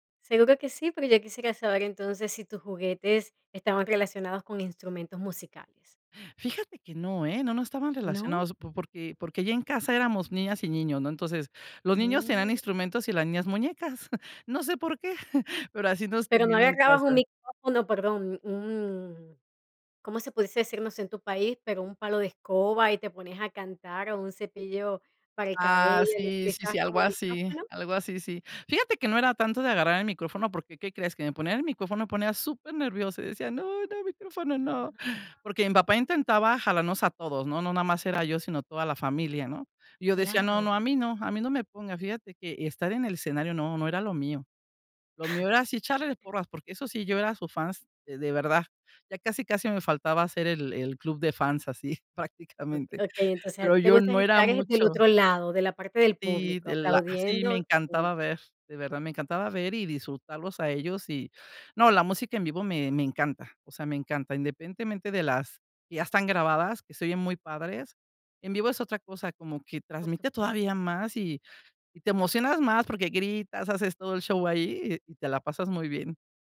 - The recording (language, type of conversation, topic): Spanish, podcast, ¿Por qué te apasiona la música?
- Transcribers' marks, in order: chuckle; chuckle; chuckle